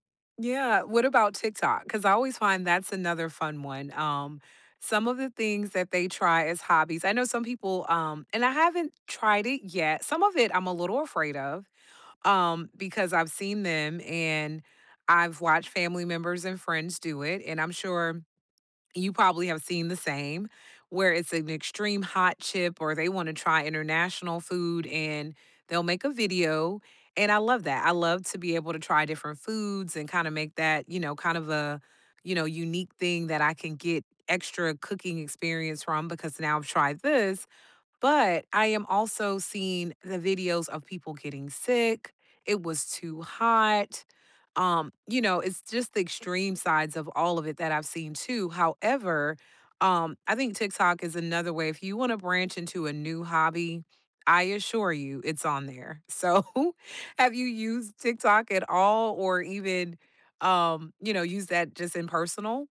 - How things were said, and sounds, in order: laughing while speaking: "So"
- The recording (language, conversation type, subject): English, unstructured, What hobby brings you the most joy?